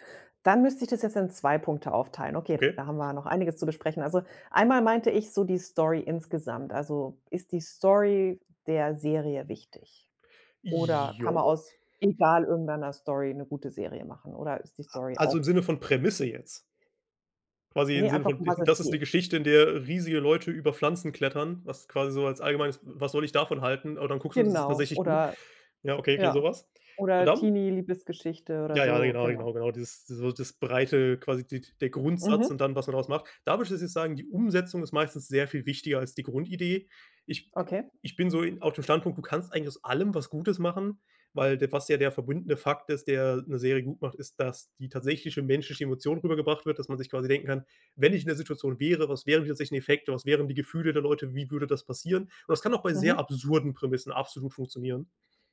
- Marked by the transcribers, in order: put-on voice: "I Ja"; other background noise
- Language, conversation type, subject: German, podcast, Was macht für dich eine richtig gute Serie aus?